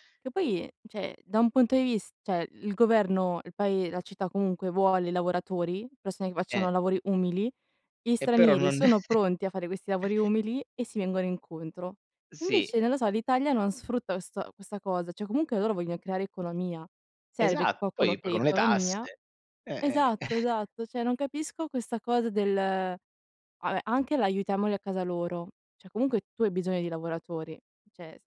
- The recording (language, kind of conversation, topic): Italian, unstructured, Quali problemi sociali ti sembrano più urgenti nella tua città?
- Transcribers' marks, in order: "cioè" said as "ceh"; "cioè" said as "ceh"; chuckle; "cioè" said as "ceh"; "qualcuno" said as "quacuno"; chuckle; "cioè" said as "ceh"; other background noise; "cioè" said as "ceh"; "cioè" said as "ceh"